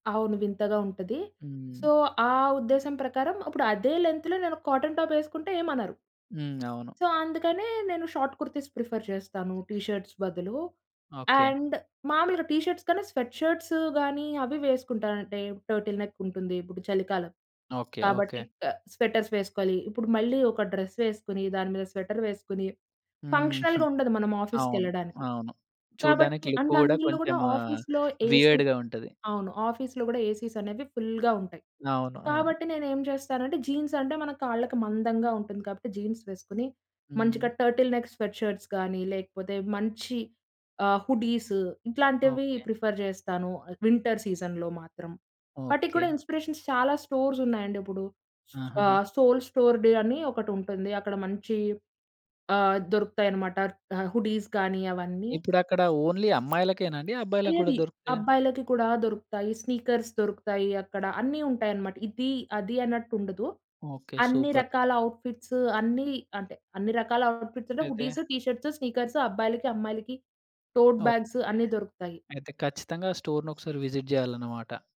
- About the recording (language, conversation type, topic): Telugu, podcast, స్టైల్‌కి ప్రేరణ కోసం మీరు సాధారణంగా ఎక్కడ వెతుకుతారు?
- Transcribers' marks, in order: in English: "సో"; in English: "లెంత్‌లో"; in English: "కాటన్"; other background noise; in English: "సో"; in English: "షార్ట్ కుర్తీస్ ప్రిఫర్"; in English: "టీ షర్ట్స్"; in English: "అండ్"; in English: "టీ షర్ట్స్"; in English: "స్వెట్ షర్ట్స్"; in English: "టర్టిల్"; in English: "స్వెటర్స్"; in English: "డ్రెస్"; in English: "స్వెటర్"; chuckle; in English: "ఫంక్షనల్‌గా"; in English: "ఆఫీస్‌కెళ్ళడానికి"; in English: "వియర్డ్‌గా"; in English: "అండ్"; in English: "ఆఫీస్‌లో, ఏసీ"; in English: "ఆఫీస్‌లో"; in English: "ఫుల్‌గా"; in English: "జీన్స్"; in English: "జీన్స్"; in English: "టర్టిల్ నెక్ స్వెట్ షర్ట్స్"; in English: "హుడీస్"; in English: "ప్రిఫర్"; in English: "వింటర్ సీజన్‌లో"; in English: "ఇన్‌స్పిరేషన్స్"; in English: "సోల్ స్టోర్‌డే"; in English: "హుడీస్"; tapping; in English: "ఓన్లీ"; in English: "స్నీకర్స్"; in English: "ఔట్‌ఫిట్స్"; in English: "సూపర్"; in English: "ఔట్‌ఫిట్స్‌లో హుడీస్, టీ షర్ట్స్, స్నీకర్స్"; in English: "టోడ్ బ్యాగ్స్"; in English: "విజిట్"